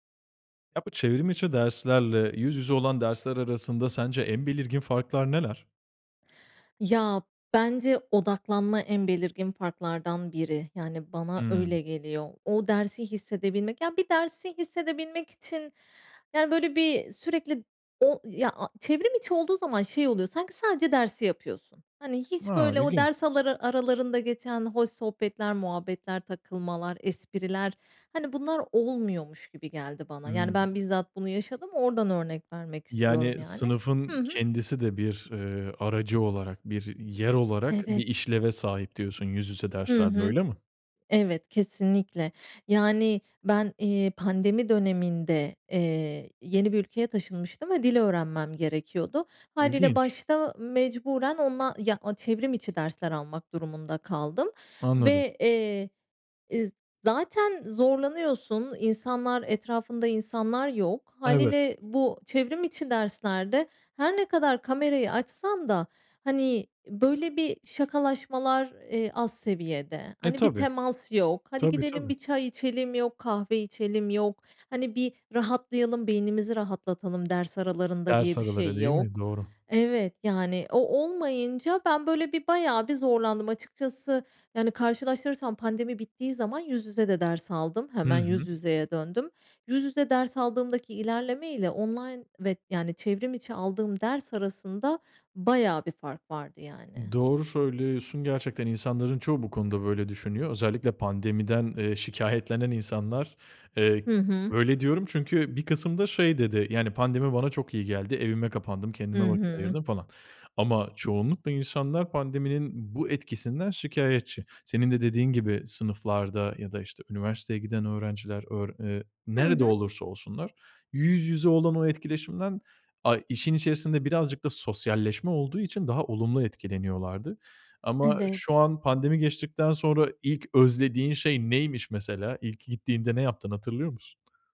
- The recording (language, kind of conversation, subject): Turkish, podcast, Online derslerle yüz yüze eğitimi nasıl karşılaştırırsın, neden?
- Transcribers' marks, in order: other background noise; tapping